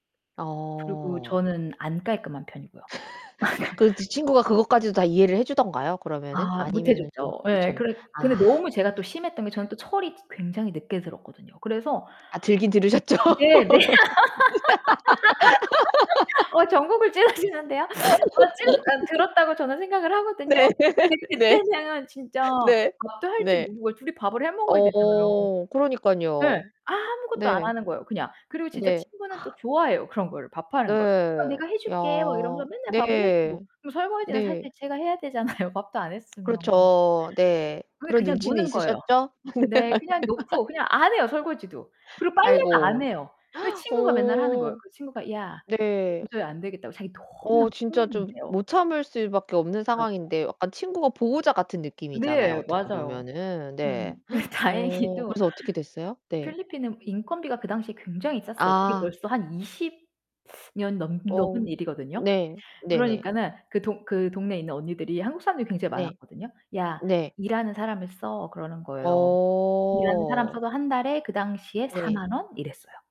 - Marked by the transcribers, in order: laugh; tapping; laugh; laughing while speaking: "어 정곡을 찌르시는데요?"; laughing while speaking: "들으셨죠?"; laugh; distorted speech; laughing while speaking: "네. 네. 네"; laugh; gasp; laughing while speaking: "해야 되잖아요"; static; laugh; gasp; other background noise; put-on voice: "야, 도저히 안 되겠다"; unintelligible speech; laughing while speaking: "다행히도"; gasp; put-on voice: "야, 일하는 사람을 써"; drawn out: "어"
- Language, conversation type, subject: Korean, podcast, 소중한 우정이 시작된 계기를 들려주실래요?